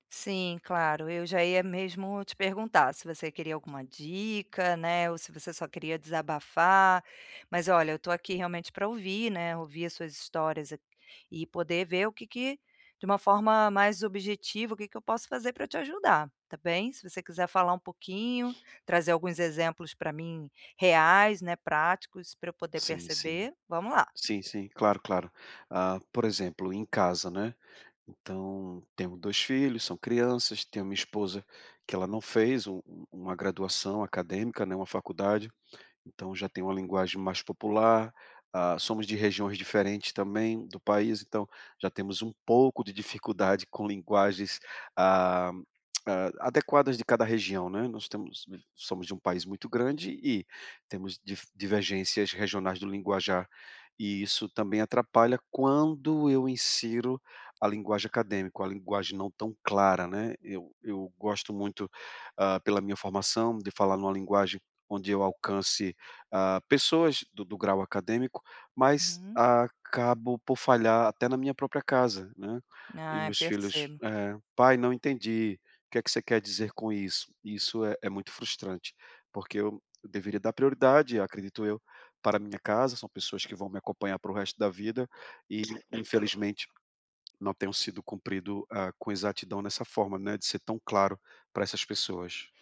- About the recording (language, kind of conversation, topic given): Portuguese, advice, Como posso falar de forma clara e concisa no grupo?
- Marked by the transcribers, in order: tongue click; tapping